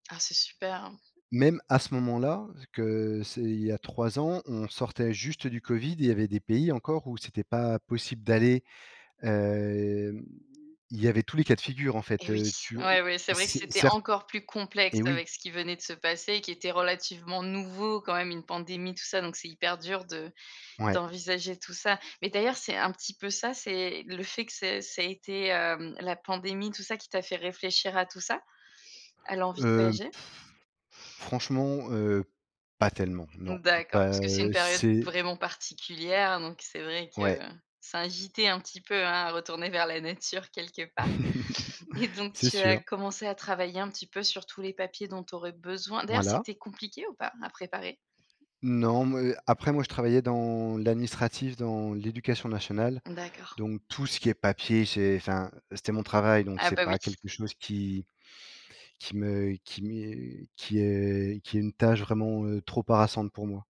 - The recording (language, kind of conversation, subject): French, podcast, Comment gères-tu ta sécurité quand tu voyages seul ?
- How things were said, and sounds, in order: other background noise; drawn out: "hem"; scoff; stressed: "pas"; chuckle; drawn out: "dans"